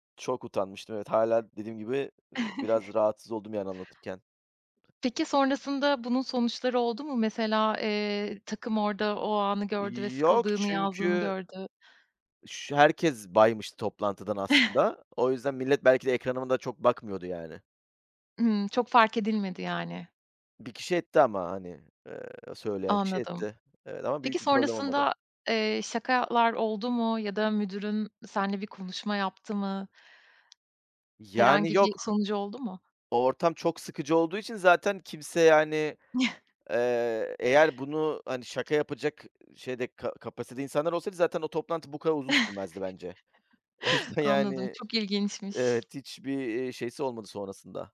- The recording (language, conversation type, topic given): Turkish, podcast, Telefon yerine mesajlaşmayı mı tercih edersin, neden?
- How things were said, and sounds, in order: chuckle; other background noise; chuckle; tapping; chuckle; chuckle; laughing while speaking: "O yüzden"